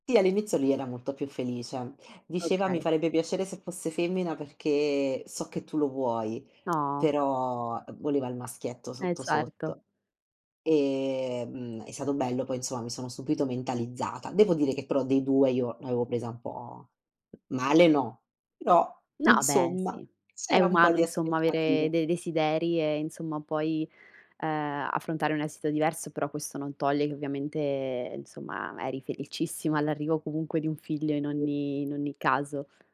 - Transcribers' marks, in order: "insomma" said as "insoma"
- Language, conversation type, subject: Italian, podcast, Come mantenere viva la coppia dopo l’arrivo dei figli?